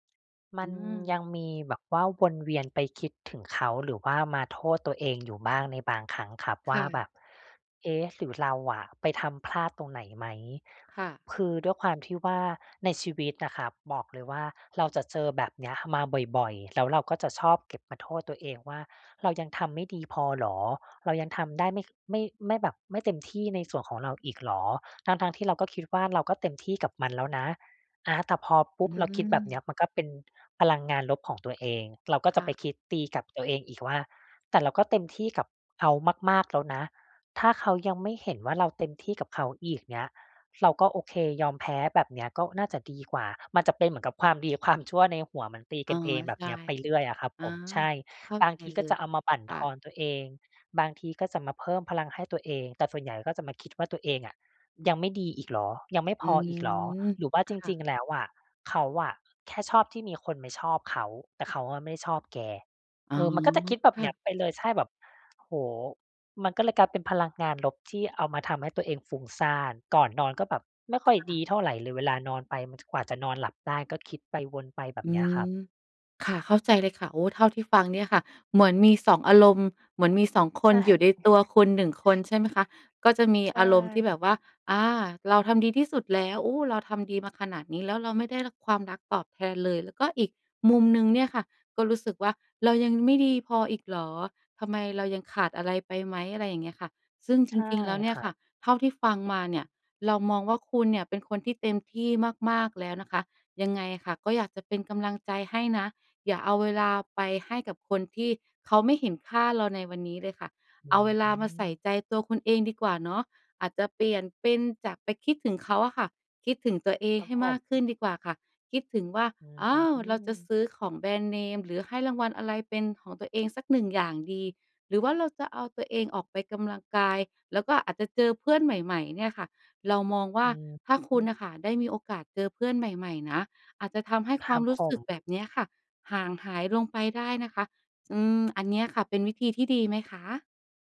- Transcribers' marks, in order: laughing while speaking: "ใช่"; chuckle; tapping
- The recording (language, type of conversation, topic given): Thai, advice, ฉันจะฟื้นฟูความมั่นใจในตัวเองหลังเลิกกับคนรักได้อย่างไร?